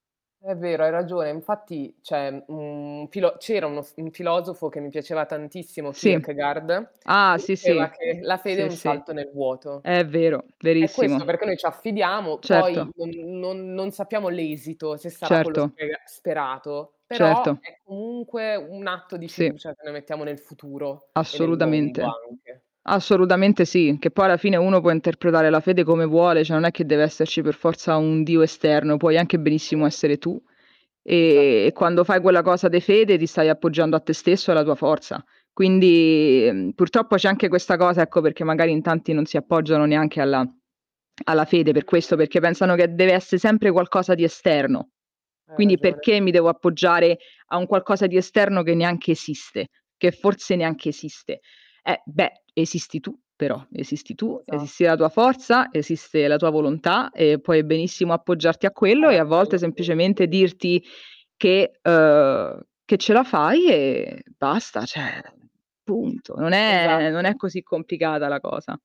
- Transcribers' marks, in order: static; distorted speech; tapping; other background noise; other noise; "cioè" said as "ceh"; unintelligible speech; unintelligible speech; other street noise; unintelligible speech; "cioè" said as "ceh"
- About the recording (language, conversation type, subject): Italian, unstructured, La religione può essere più causa di conflitti che di pace?
- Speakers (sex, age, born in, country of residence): female, 25-29, Italy, Italy; female, 30-34, Italy, Italy